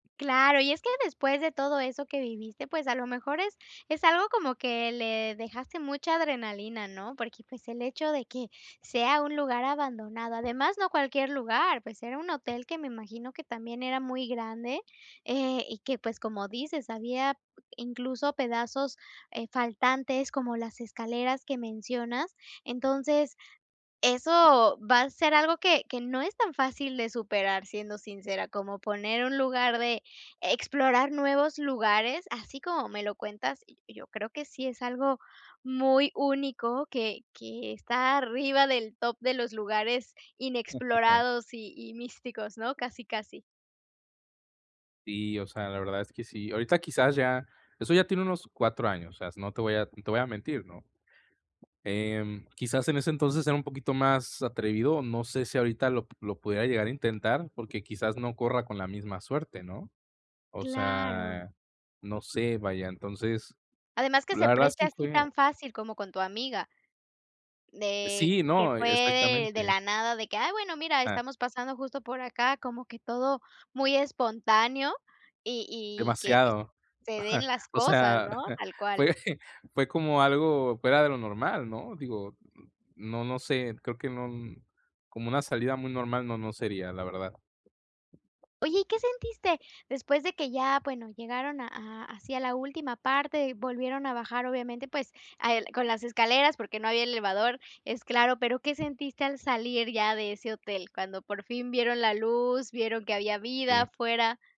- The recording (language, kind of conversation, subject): Spanish, advice, ¿Cómo puedo manejar la ansiedad al explorar lugares nuevos?
- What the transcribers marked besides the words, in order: chuckle; other background noise; chuckle; laughing while speaking: "fue"